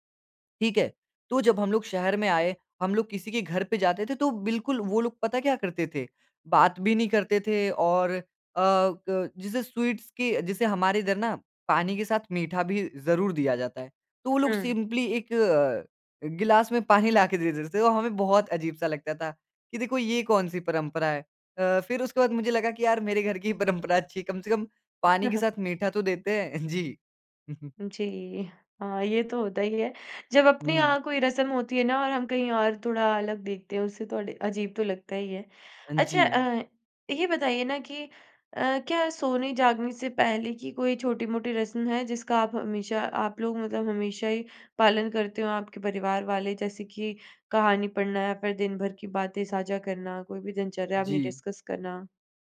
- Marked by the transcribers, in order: tapping; in English: "स्वीट्स"; in English: "सिंपली"; laughing while speaking: "पानी"; other background noise; chuckle; in English: "डिस्कस"
- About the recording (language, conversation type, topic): Hindi, podcast, घर की छोटी-छोटी परंपराएँ कौन सी हैं आपके यहाँ?
- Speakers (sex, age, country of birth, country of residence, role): female, 20-24, India, India, host; male, 20-24, India, India, guest